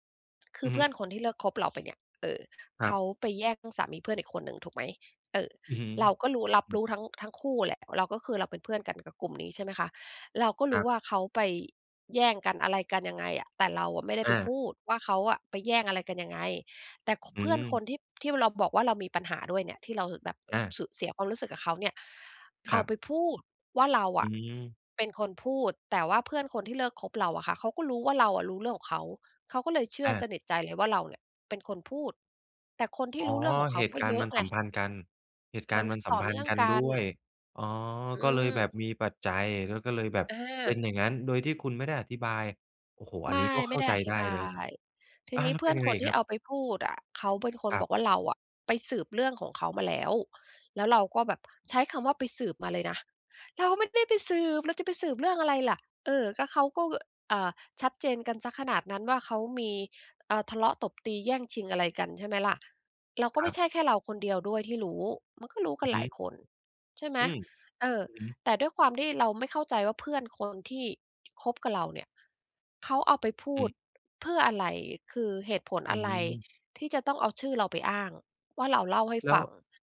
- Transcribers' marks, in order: tapping
- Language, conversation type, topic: Thai, advice, จะเริ่มฟื้นฟูความมั่นใจหลังความสัมพันธ์ที่จบลงได้อย่างไร?